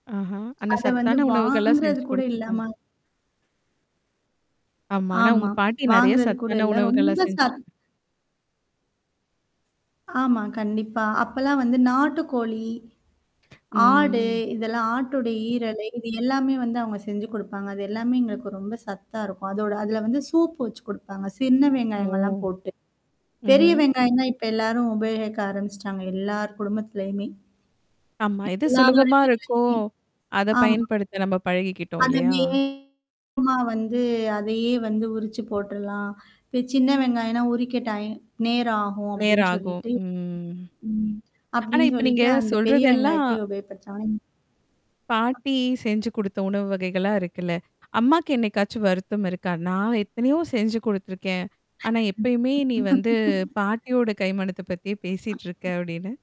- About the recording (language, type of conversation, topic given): Tamil, podcast, பழைய குடும்பச் சமையல் குறிப்பை நீங்கள் எப்படிப் பாதுகாத்து வைத்திருக்கிறீர்கள்?
- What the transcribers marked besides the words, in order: static; other noise; distorted speech; tapping; drawn out: "ம்"; other background noise; laugh; laughing while speaking: "பத்தியே பேசிட்டுருக்க அப்டின்னு"